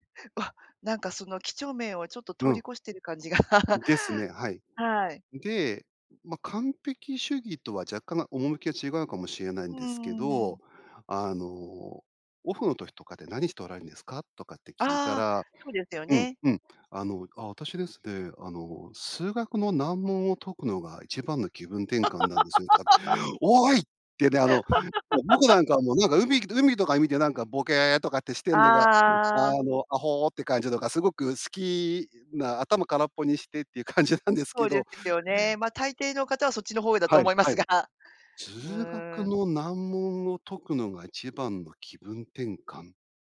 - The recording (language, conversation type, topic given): Japanese, podcast, 完璧主義とどう付き合っていますか？
- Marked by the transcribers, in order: laugh; put-on voice: "あの、あ、私ですね、あの、数 … 換なんですよ"; laugh; laugh; laughing while speaking: "感じなんですけど"